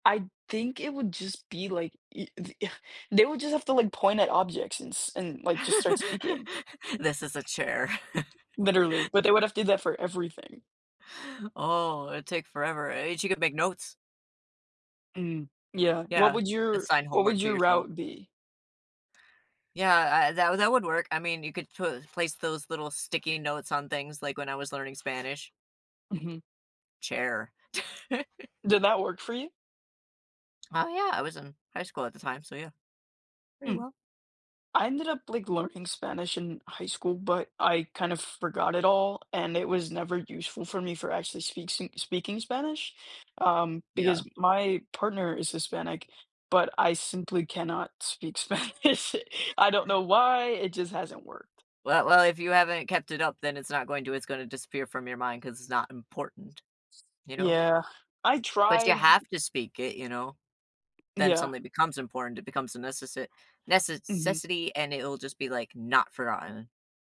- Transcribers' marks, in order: laugh; tapping; chuckle; other background noise; chuckle; laughing while speaking: "Spanish"; gasp; stressed: "not"
- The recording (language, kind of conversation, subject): English, unstructured, How important is language in shaping our ability to connect and adapt to others?
- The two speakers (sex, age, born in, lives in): male, 20-24, United States, United States; male, 30-34, United States, United States